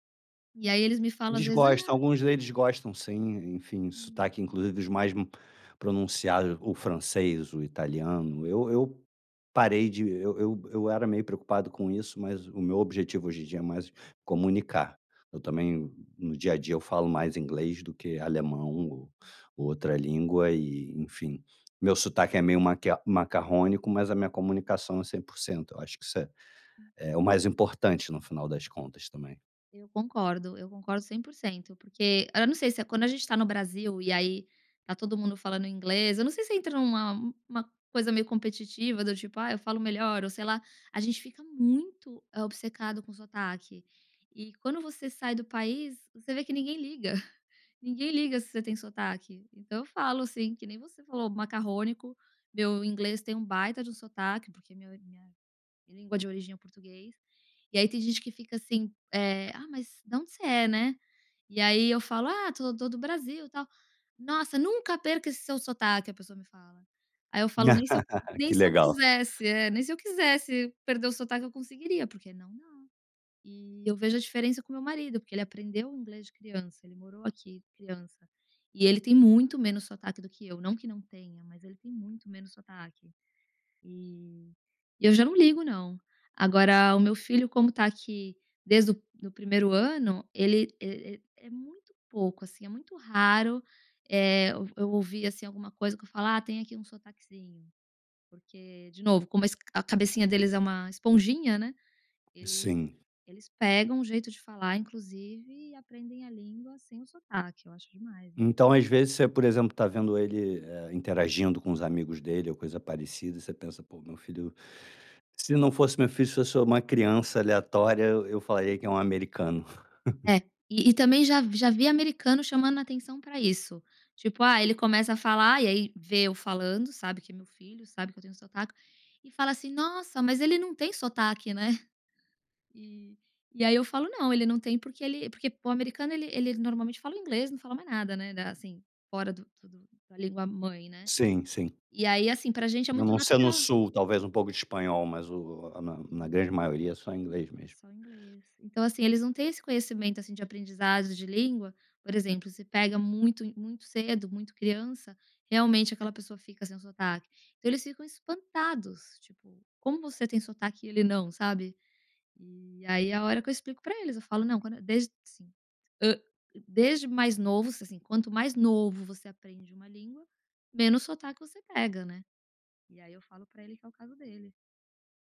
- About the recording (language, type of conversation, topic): Portuguese, podcast, Como escolher qual língua falar em família?
- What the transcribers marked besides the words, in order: other background noise; laugh; laugh